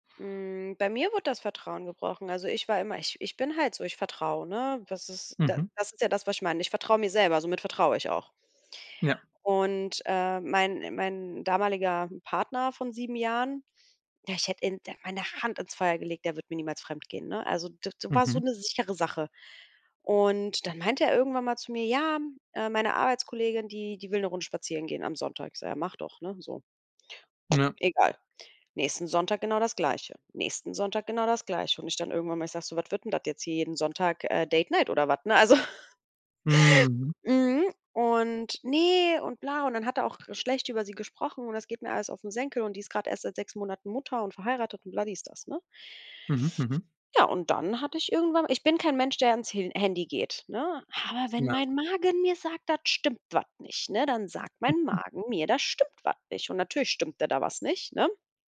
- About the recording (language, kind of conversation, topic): German, podcast, Was hilft dir, nach einem Fehltritt wieder klarzukommen?
- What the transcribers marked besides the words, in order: drawn out: "Hm"; stressed: "Hand"; other noise; laugh; put-on voice: "Ne und bla"; drawn out: "Mhm"; put-on voice: "Aber wenn mein Magen mir … stimmt was nicht"; giggle